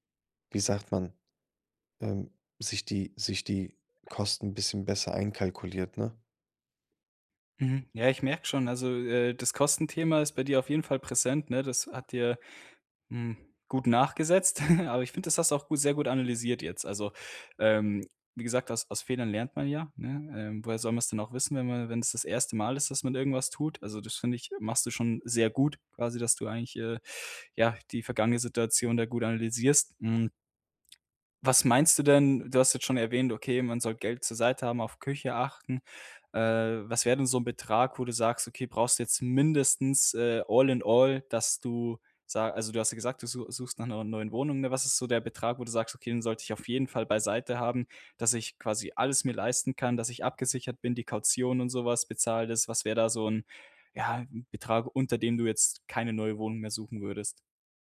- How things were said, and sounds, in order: chuckle; in English: "all in all"
- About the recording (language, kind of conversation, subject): German, podcast, Wie war dein erster großer Umzug, als du zum ersten Mal allein umgezogen bist?